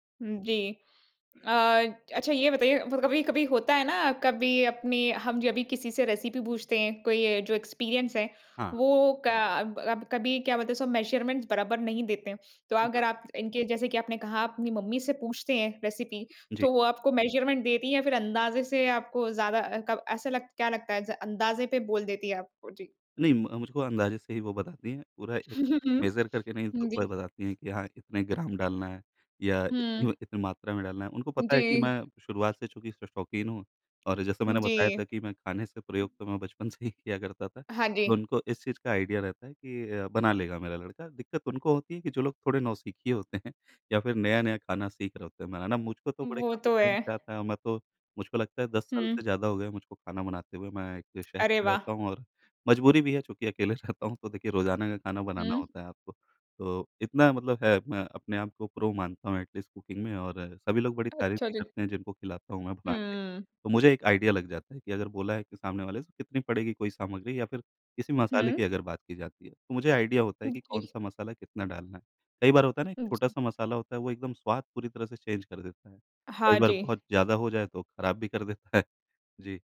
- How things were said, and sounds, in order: in English: "रेसिपी"; in English: "एक्सपीरियंस"; in English: "मेज़रमेंट"; in English: "रेसिपी"; in English: "मेज़रमेंट"; chuckle; in English: "मेज़र"; in English: "आइडिया"; laughing while speaking: "नौसिखिये होते हैं"; in English: "टाइम"; in English: "प्रो"; in English: "एटलीस्ट कुकिंग"; in English: "आइडिया"; in English: "आइडिया"; in English: "चेंज"; laughing while speaking: "कर देता है"
- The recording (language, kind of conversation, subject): Hindi, podcast, आप दादी माँ या माँ की कौन-सी रेसिपी अपनाते हैं?